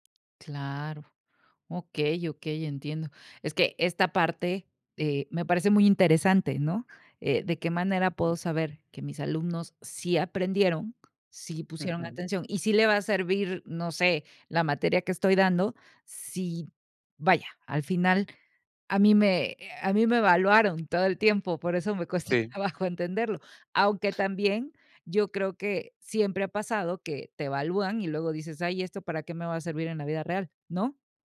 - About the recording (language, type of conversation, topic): Spanish, podcast, ¿Qué mito sobre la educación dejaste atrás y cómo sucedió?
- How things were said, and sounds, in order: laughing while speaking: "trabajo"